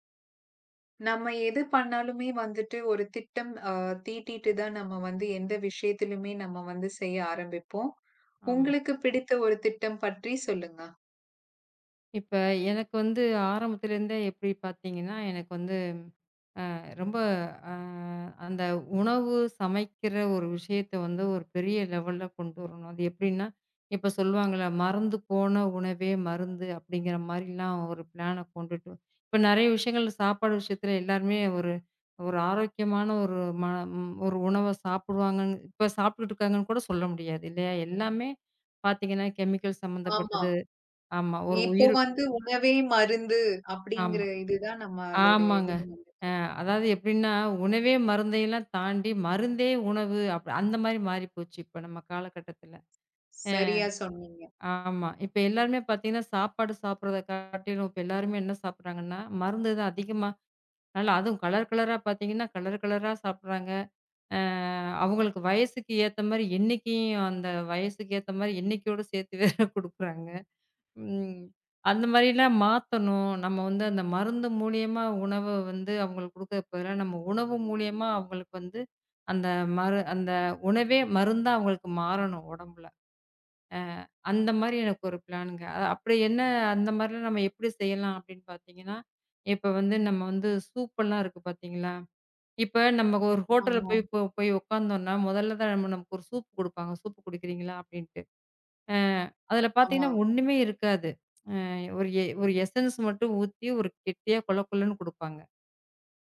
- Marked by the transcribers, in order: other noise; drawn out: "அ"; in English: "லெவல்ல"; in English: "பிளான"; in English: "கெமிக்கல்ஸ்"; other background noise; in English: "கலர் கலரா"; in English: "கலர் கலரா"; laughing while speaking: "எண்ணிகையோட சேர்த்து வேற கொடுக்கிறாங்க"; in English: "பிளான்ங்க"; in English: "சூப்பெல்லாம்"; in English: "ஹோட்டல்ல"; in English: "sசூப்"; in English: "சூப்"; in English: "எசன்ஸ்"
- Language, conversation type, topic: Tamil, podcast, உங்களின் பிடித்த ஒரு திட்டம் பற்றி சொல்லலாமா?